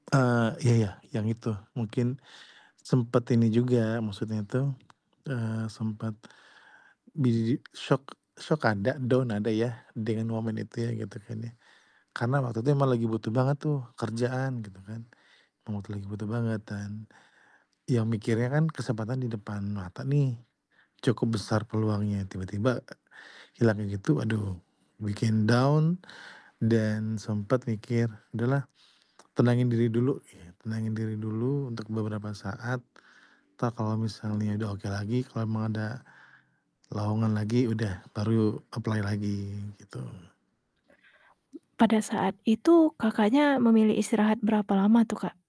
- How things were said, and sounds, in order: static; in English: "down"; in English: "down"; in English: "apply"; other noise
- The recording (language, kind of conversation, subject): Indonesian, podcast, Bagaimana kamu biasanya menghadapi kegagalan?